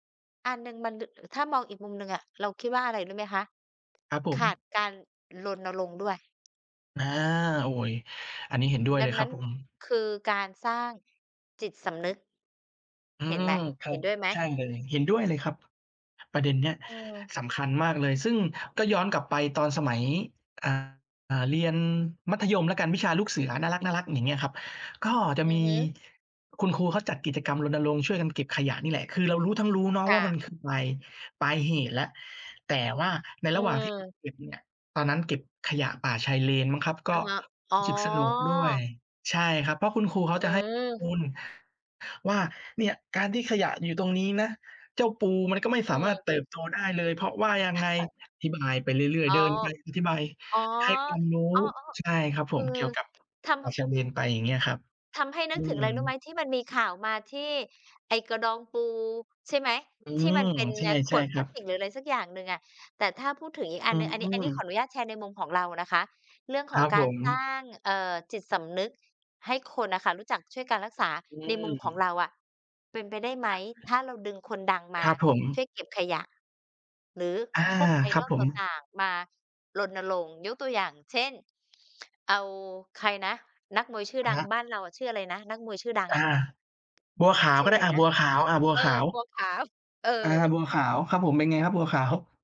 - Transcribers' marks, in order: tapping; other noise
- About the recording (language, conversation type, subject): Thai, unstructured, ถ้าได้ชวนกันไปช่วยทำความสะอาดชายหาด คุณจะเริ่มต้นอย่างไร?